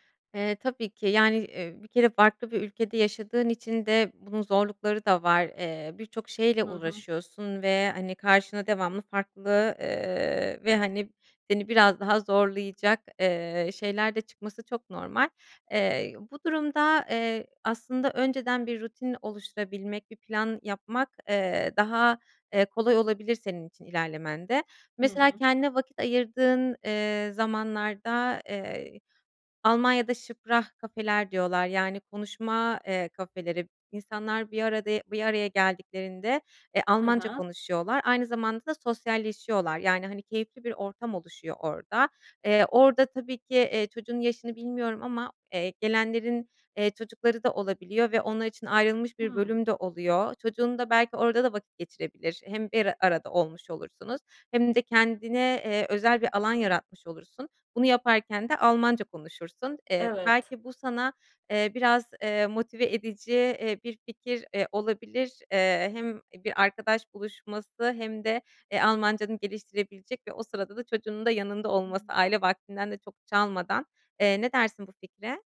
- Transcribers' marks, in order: in German: "sprachcafeler"; other background noise
- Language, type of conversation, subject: Turkish, advice, Hedefler koymama rağmen neden motive olamıyor ya da hedeflerimi unutuyorum?